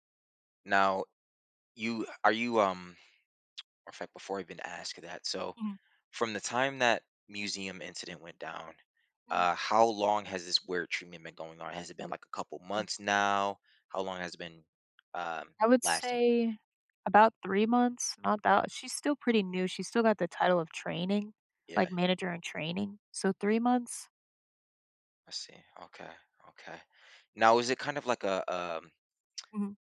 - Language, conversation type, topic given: English, advice, How can I cope with workplace bullying?
- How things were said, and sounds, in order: lip smack